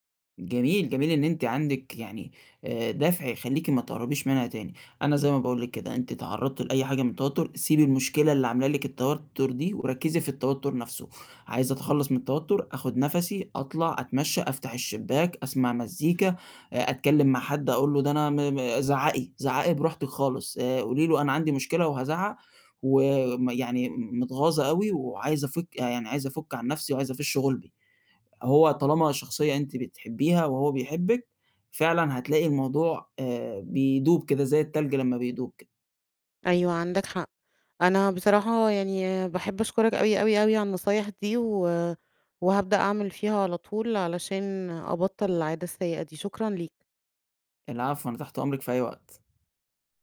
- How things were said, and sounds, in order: none
- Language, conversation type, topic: Arabic, advice, إمتى بتلاقي نفسك بترجع لعادات مؤذية لما بتتوتر؟